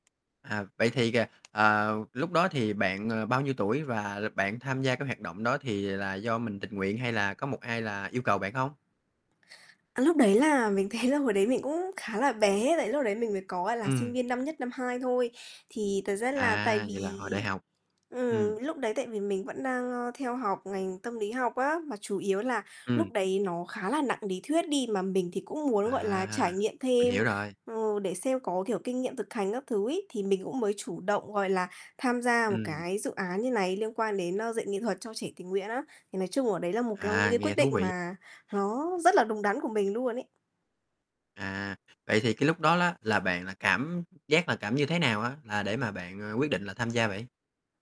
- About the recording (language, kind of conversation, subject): Vietnamese, podcast, Bạn có thể chia sẻ trải nghiệm của mình khi tham gia một hoạt động tình nguyện không?
- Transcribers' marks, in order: tapping; laughing while speaking: "thấy"; "lý" said as "ný"; unintelligible speech; other background noise; other noise